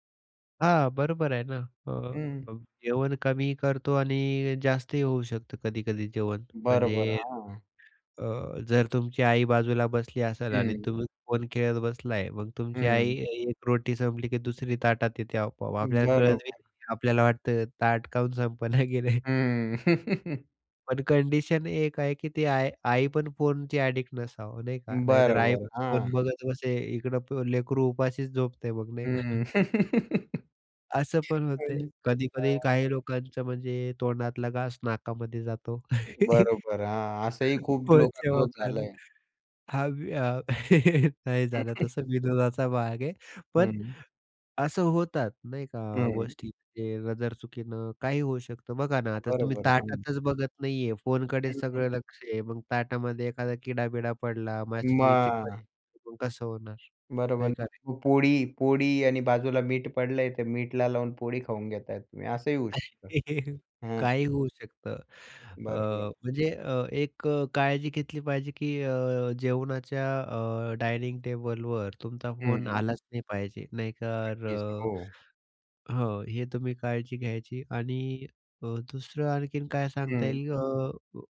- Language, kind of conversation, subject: Marathi, podcast, दिवसात स्क्रीनपासून दूर राहण्यासाठी तुम्ही कोणते सोपे उपाय करता?
- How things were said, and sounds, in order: laughing while speaking: "संपना गेलंय"; tapping; chuckle; other background noise; in English: "ॲडिक्ट"; laughing while speaking: "का?"; chuckle; giggle; chuckle; laughing while speaking: "हं, हं"; chuckle; other noise